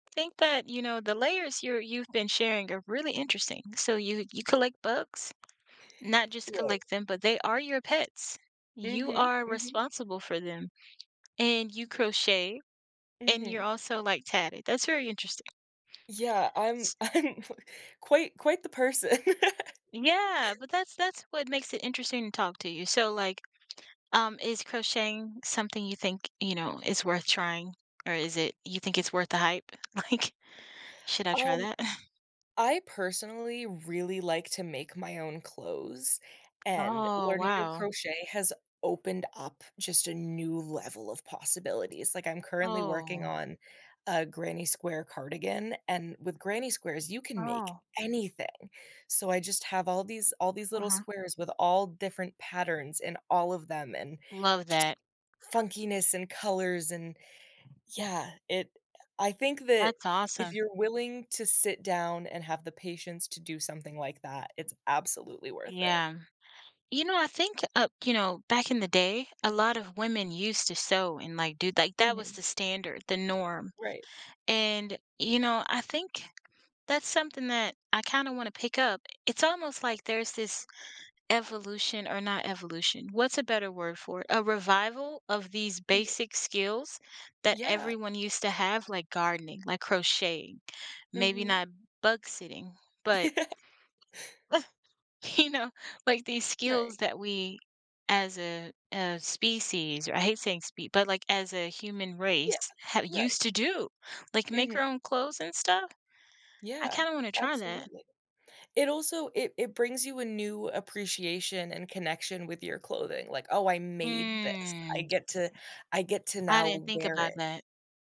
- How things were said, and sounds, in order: other background noise; laughing while speaking: "I'm"; laugh; tapping; laughing while speaking: "like"; chuckle; stressed: "anything"; laugh; chuckle; laughing while speaking: "you"; drawn out: "Hmm"
- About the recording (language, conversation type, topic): English, unstructured, What hobbies should everyone try at least once?
- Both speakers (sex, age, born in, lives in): female, 18-19, United States, United States; female, 30-34, United States, United States